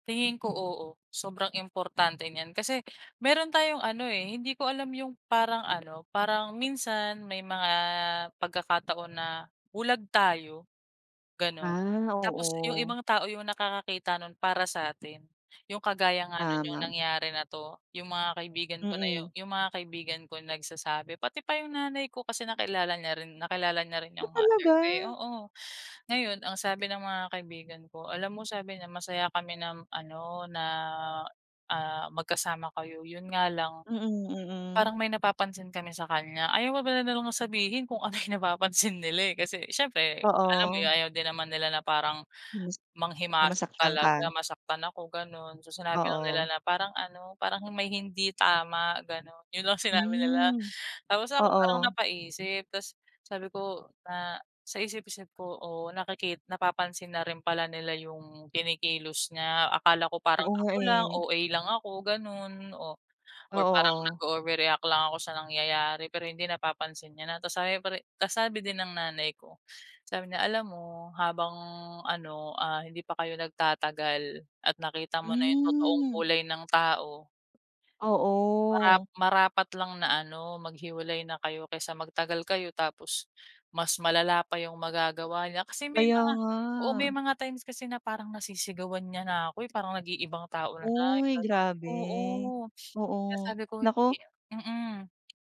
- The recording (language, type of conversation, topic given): Filipino, podcast, Paano mo malalaman kung tama ang isang relasyon para sa’yo?
- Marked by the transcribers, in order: fan; tapping; surprised: "Ah, talaga?"; drawn out: "Hmm"; drawn out: "Oo"; other background noise; drawn out: "Uy, grabe"